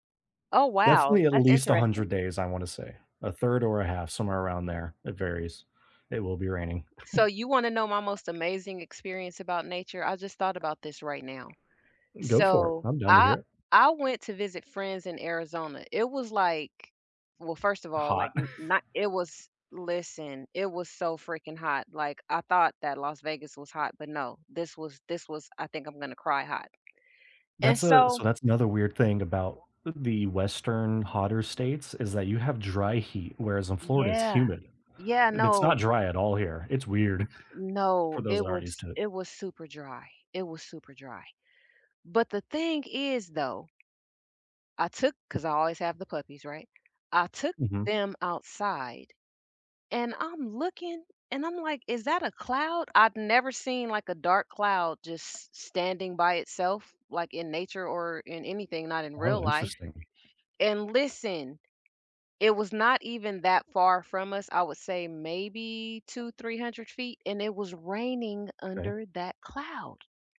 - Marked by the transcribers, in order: chuckle; tapping; other background noise; chuckle
- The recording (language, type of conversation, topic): English, unstructured, How can I better appreciate being in nature?